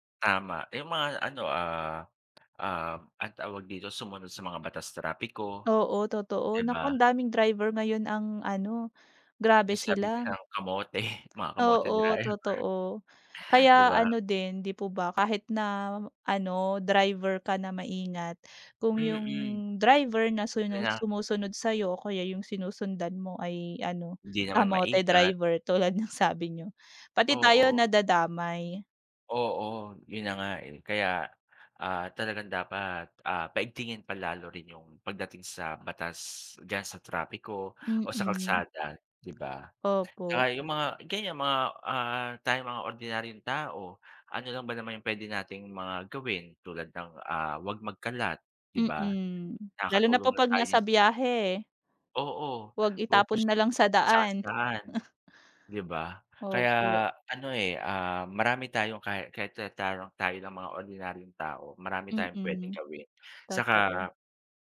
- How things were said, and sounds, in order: other background noise; laughing while speaking: "kamote"; laughing while speaking: "driver"; tapping; unintelligible speech; laughing while speaking: "ng sabi"; unintelligible speech; chuckle
- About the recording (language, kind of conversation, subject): Filipino, unstructured, Bakit mahalaga ang pakikilahok ng mamamayan sa pamahalaan?